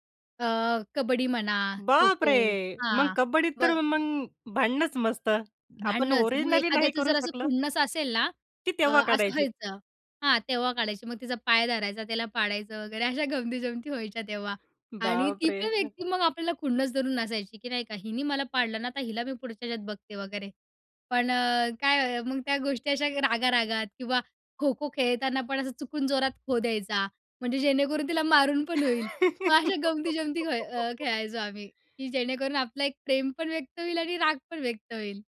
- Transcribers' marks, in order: tapping; laughing while speaking: "अशा गमती-जमती व्हायच्या तेव्हा"; other noise; laugh
- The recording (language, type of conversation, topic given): Marathi, podcast, शाळेतली कोणती सामूहिक आठवण तुम्हाला आजही आठवते?